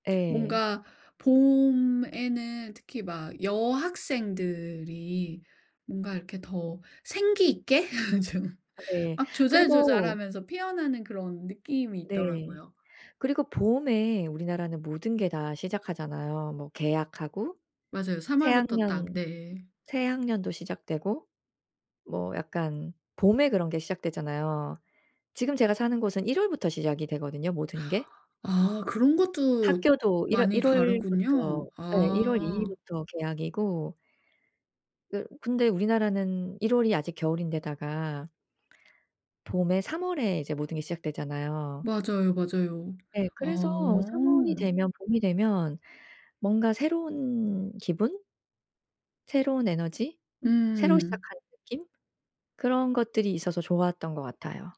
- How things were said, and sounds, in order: laugh; laughing while speaking: "좀"; tapping; other background noise
- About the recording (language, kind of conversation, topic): Korean, podcast, 계절이 바뀔 때 기분이나 에너지가 어떻게 달라지나요?